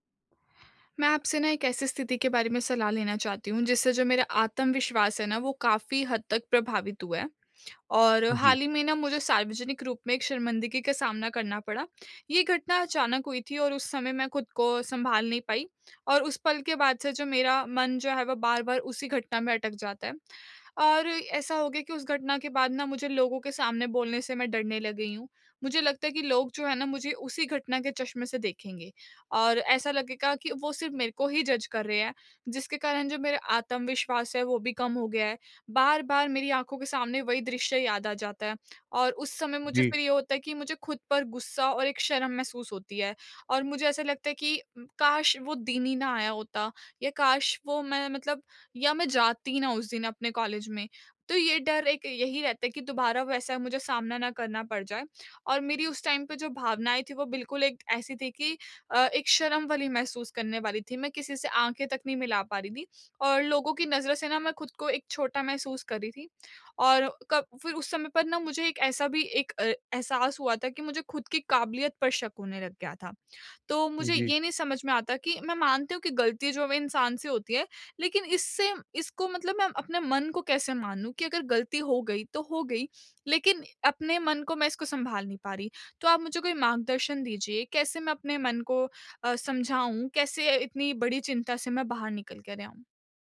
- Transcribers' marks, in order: in English: "जज़"; in English: "टाइम"
- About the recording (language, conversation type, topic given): Hindi, advice, सार्वजनिक शर्मिंदगी के बाद मैं अपना आत्मविश्वास कैसे वापस पा सकता/सकती हूँ?